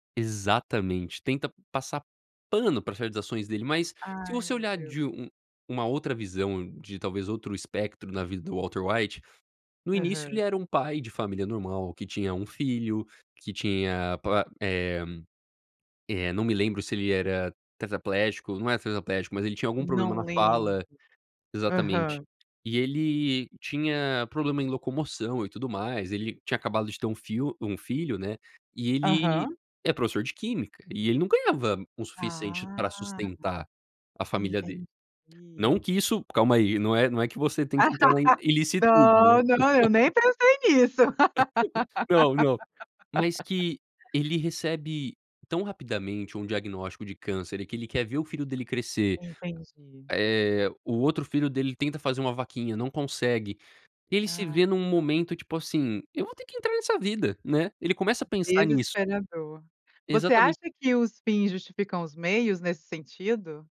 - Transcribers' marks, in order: in English: "No way!"; tapping; drawn out: "Ah!"; laugh; chuckle; laugh; laugh; unintelligible speech
- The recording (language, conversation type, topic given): Portuguese, podcast, Como escolher o final certo para uma história?